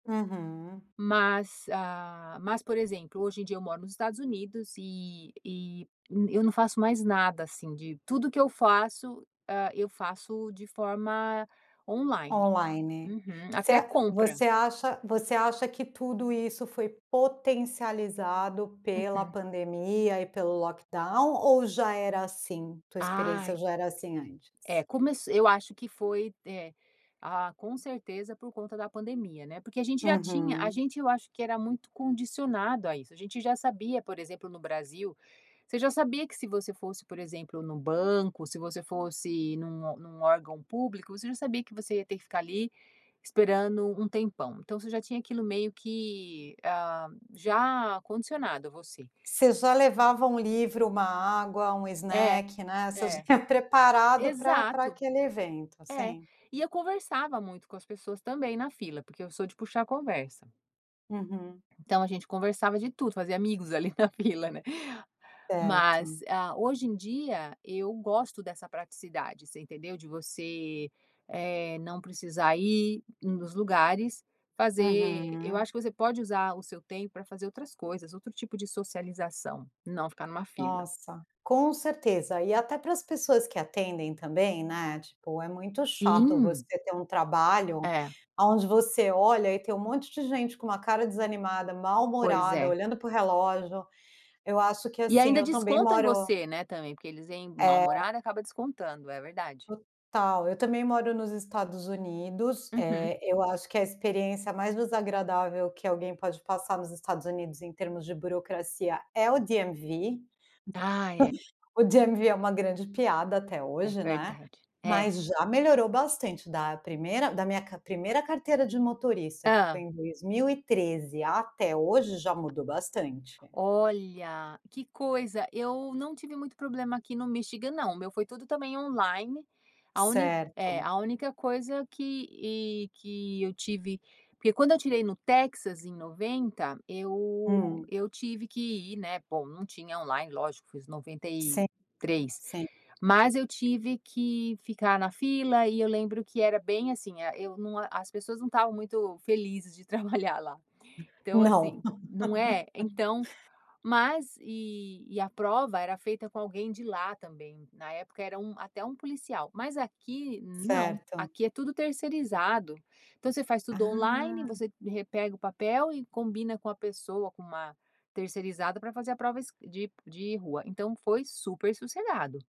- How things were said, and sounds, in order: tapping; in English: "lockdown"; in English: "snack"; laugh; in English: "DMV"; chuckle; in English: "DMV"; other background noise; other noise; laugh
- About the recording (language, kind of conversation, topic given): Portuguese, podcast, Você imagina um futuro sem filas ou burocracia?